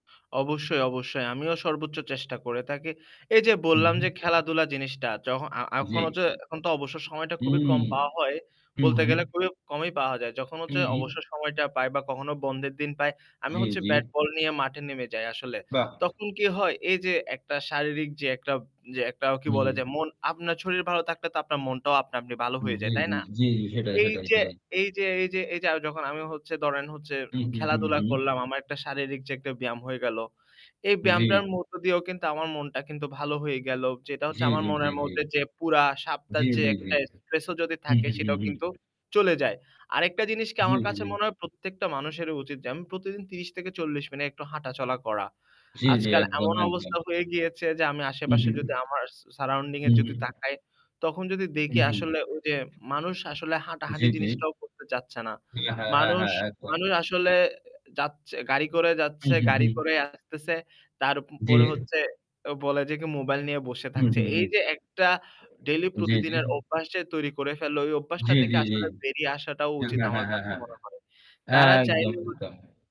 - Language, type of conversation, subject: Bengali, unstructured, তুমি কীভাবে নিজেকে মানসিক চাপমুক্ত রাখো?
- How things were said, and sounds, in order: static; "থাকি" said as "তাকি"; other background noise; "ভালো" said as "বালো"; "ধরেন" said as "দরেন"; "সপ্তাহের" said as "সাপ্তার"; in English: "surrounding"; "দেখি" said as "দেকি"; mechanical hum